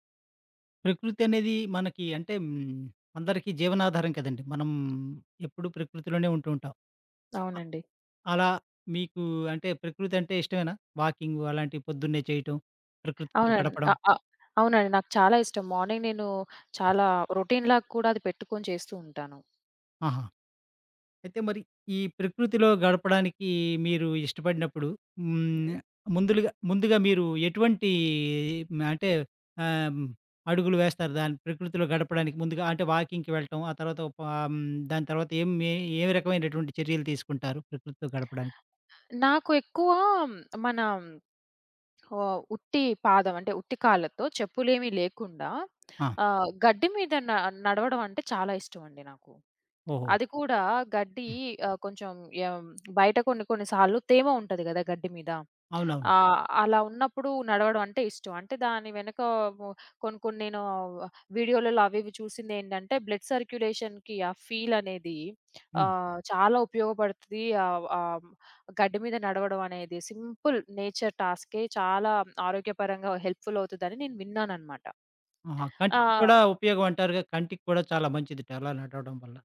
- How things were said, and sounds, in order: tapping; other background noise; in English: "మార్నింగ్"; in English: "రొటీన్‌లాగా"; in English: "వాకింగ్‌కి"; in English: "బ్లడ్ సర్క్యులేషన్‌కి"; in English: "ఫీల్"; in English: "సింపుల్ నేచర్"; in English: "హెల్ప్‌ఫుల్"
- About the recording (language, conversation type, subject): Telugu, podcast, ప్రకృతిలో ఉన్నప్పుడు శ్వాసపై దృష్టి పెట్టడానికి మీరు అనుసరించే ప్రత్యేకమైన విధానం ఏమైనా ఉందా?